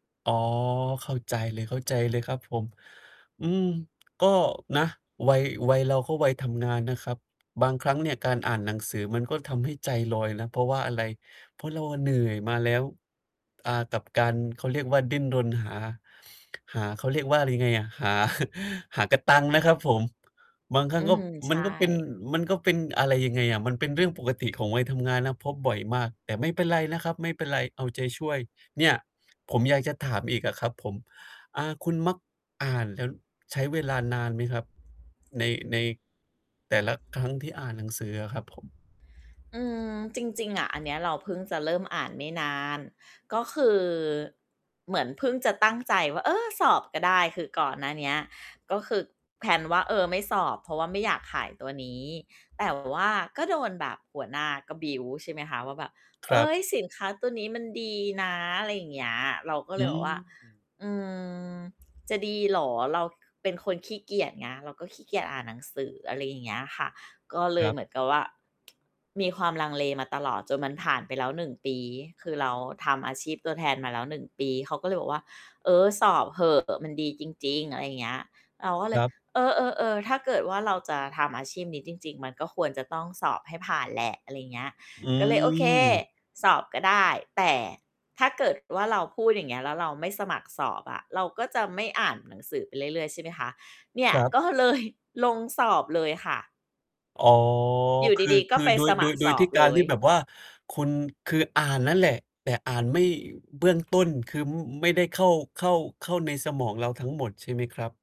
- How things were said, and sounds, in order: other background noise; tapping; in English: "แพลน"; distorted speech; in English: "บิลด์"; tsk; laughing while speaking: "ก็เลย"
- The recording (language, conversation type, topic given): Thai, advice, ทำอย่างไรเมื่ออ่านหนังสือแล้วใจลอยหรือรู้สึกเบื่อเร็ว?